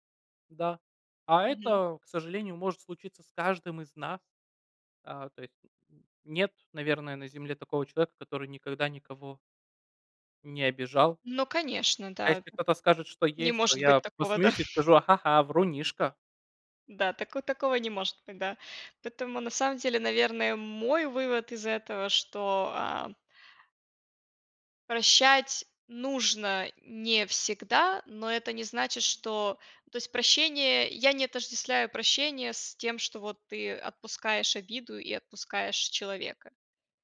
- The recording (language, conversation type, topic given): Russian, unstructured, Почему, по вашему мнению, иногда бывает трудно прощать близких людей?
- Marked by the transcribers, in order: chuckle